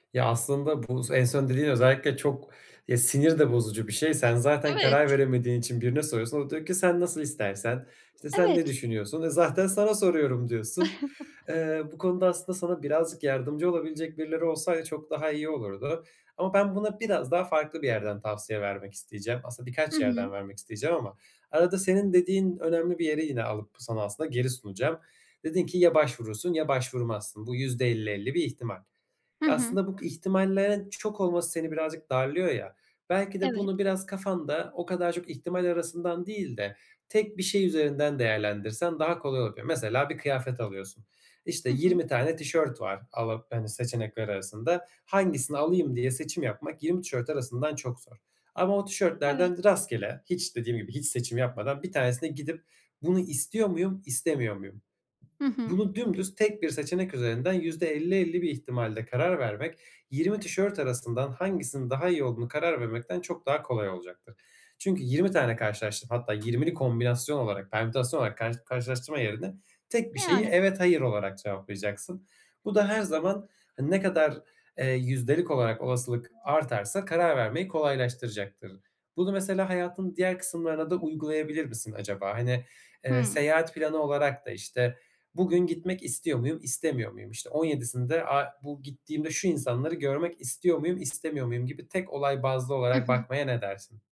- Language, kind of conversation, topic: Turkish, advice, Seçenek çok olduğunda daha kolay nasıl karar verebilirim?
- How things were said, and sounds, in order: other background noise; chuckle; tapping